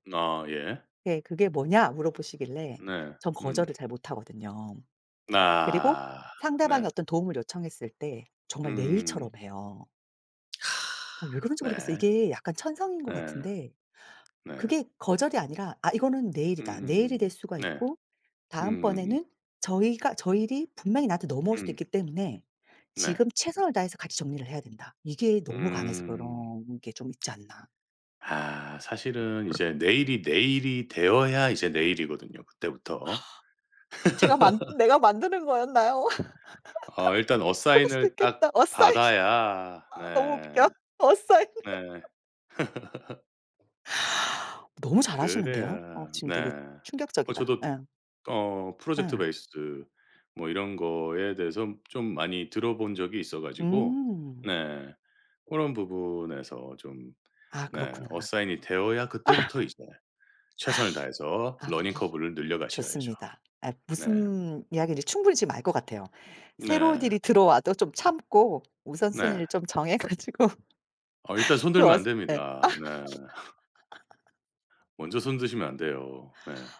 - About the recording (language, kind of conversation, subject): Korean, advice, 여러 일을 동시에 진행하느라 성과가 낮다고 느끼시는 이유는 무엇인가요?
- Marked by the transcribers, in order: other background noise; sigh; exhale; laugh; laughing while speaking: "어"; laugh; in English: "어사인을"; laughing while speaking: "어사인"; in English: "어사인"; laughing while speaking: "웃겨. 어사인"; in English: "어사인"; laugh; tapping; laugh; in English: "프로젝트 베이스드"; in English: "어사인이"; laugh; in English: "러닝 커브를"; laughing while speaking: "정해 가지고"; laugh